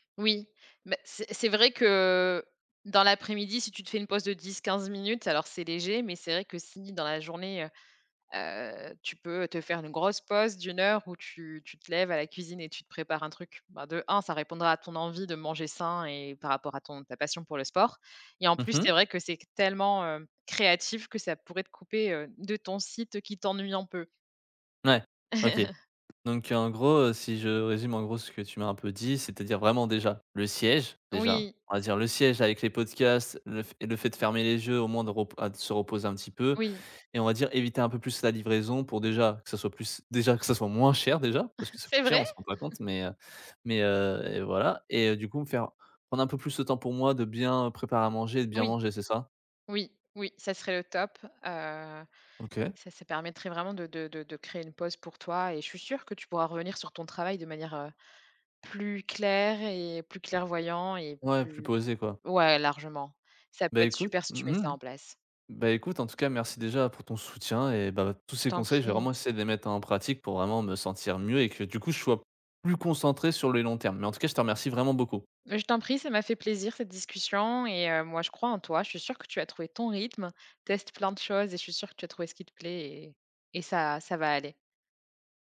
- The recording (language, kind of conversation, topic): French, advice, Comment puis-je rester concentré pendant de longues sessions, même sans distractions ?
- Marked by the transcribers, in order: other background noise; chuckle; chuckle; stressed: "mieux"